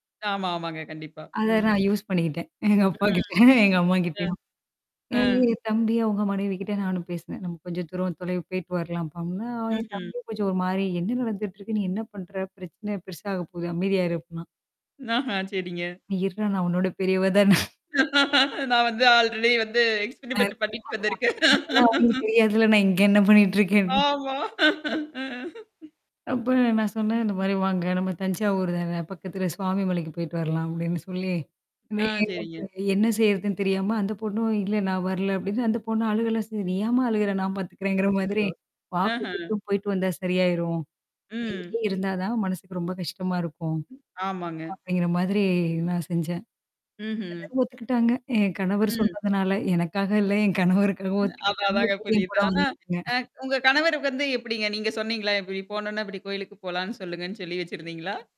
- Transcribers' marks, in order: chuckle; static; tapping; chuckle; laughing while speaking: "நான் வந்து ஆல்ரெடி வந்து எக்ஸ்பீரிமென்ட் பண்ணிட்டு வந்திருக்கேன்"; mechanical hum; distorted speech; unintelligible speech; laugh; unintelligible speech
- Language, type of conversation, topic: Tamil, podcast, நீங்கள் உருவாக்கிய புதிய குடும்ப மரபு ஒன்றுக்கு உதாரணம் சொல்ல முடியுமா?